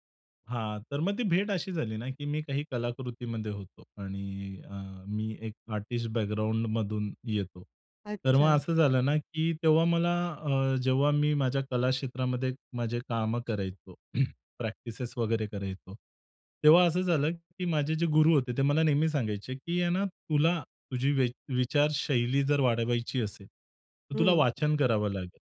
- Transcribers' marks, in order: in English: "आर्टिस्ट बॅकग्राऊंडमधून"; throat clearing; in English: "प्रॅक्टिसेस"
- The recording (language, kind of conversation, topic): Marathi, podcast, तुझा आवडता छंद कसा सुरू झाला, सांगशील का?